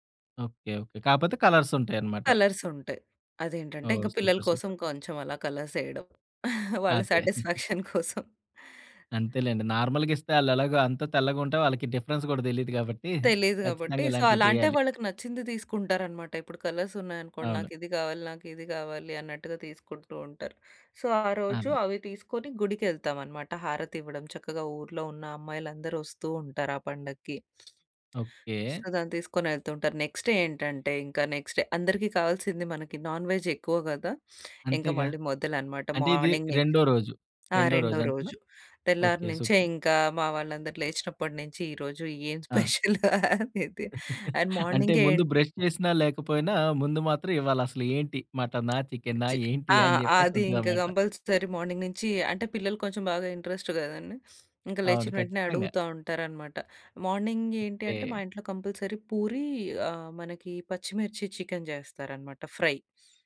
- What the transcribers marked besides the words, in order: in English: "కలర్స్"; in English: "కలర్స్"; in English: "సూపర్. సూపర్"; in English: "కలర్స్"; laughing while speaking: "వాళ్ళ సాటిస్‌ఫాక్షన్ కోసం"; in English: "సాటిస్‌ఫాక్షన్"; chuckle; in English: "నార్మల్‌గా"; in English: "డిఫరెన్స్"; in English: "సో"; in English: "కలర్స్"; in English: "సో"; other background noise; in English: "సో"; in English: "నెక్స్ట్"; in English: "నెక్స్ట్ డే"; in English: "నాన్ వెజ్"; in English: "మార్నింగ్"; in English: "సూపర్"; laugh; in English: "స్పెషల్?"; chuckle; in English: "అండ్"; in English: "బ్రష్"; tapping; in English: "కంపల్సరీ మార్నింగ్"; in English: "ఇంట్రెస్ట్"; in English: "మార్నింగ్"; in English: "కంపల్సరీ"; in English: "ఫ్రై"
- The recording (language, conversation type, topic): Telugu, podcast, పండుగల కోసం పెద్దగా వంట చేస్తే ఇంట్లో పనులను ఎలా పంచుకుంటారు?